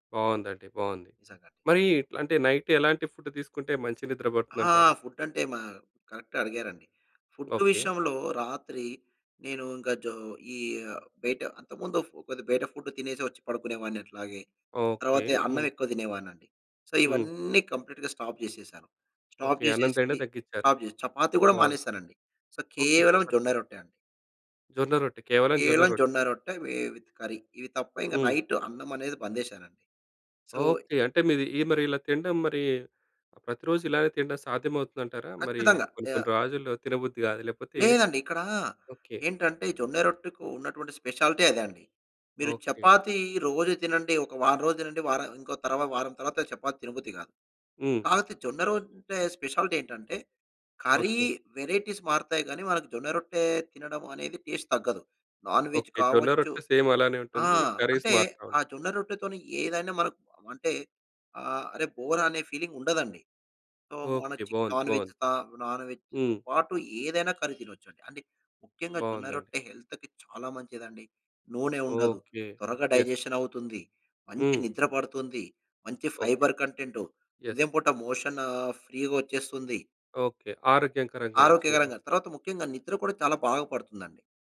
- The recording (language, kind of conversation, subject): Telugu, podcast, బాగా నిద్రపోవడానికి మీరు రాత్రిపూట పాటించే సరళమైన దైనందిన క్రమం ఏంటి?
- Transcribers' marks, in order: in English: "నైట్"; tapping; in English: "సో"; in English: "కంప్లీట్‌గా స్టాప్"; in English: "స్టాప్"; in English: "స్టాప్"; in English: "సో"; in English: "విత్ కర్రీ"; in English: "నైట్"; in English: "సో"; in English: "స్పెషాలిటీ"; in English: "స్పెషాలిటీ"; in English: "కర్రీ వేరైటీస్"; in English: "టేస్ట్"; in English: "సేమ్"; in English: "నాన్‌వెజ్"; in English: "కర్రీస్"; in English: "బోర్"; in English: "ఫీలింగ్"; in English: "సో"; in English: "నాన్‌వెజ్"; in English: "నాన్‌వెజ్‌తో"; in English: "కర్రీ"; other background noise; in English: "హెల్త్‌కి"; in English: "యెస్"; in English: "డైజెషన్"; in English: "ఫైబర్"; in English: "యెస్"; in English: "మోషన్"